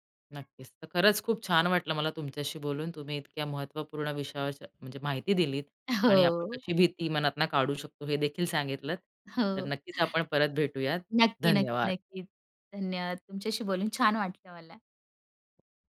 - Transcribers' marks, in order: laughing while speaking: "हो"; laughing while speaking: "हो, नक्की, नक्की, नक्कीच. धन्यवाद तुमच्याशी बोलून छान वाटलं मला"
- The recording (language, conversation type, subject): Marathi, podcast, मनातली भीती ओलांडून नवा परिचय कसा उभा केला?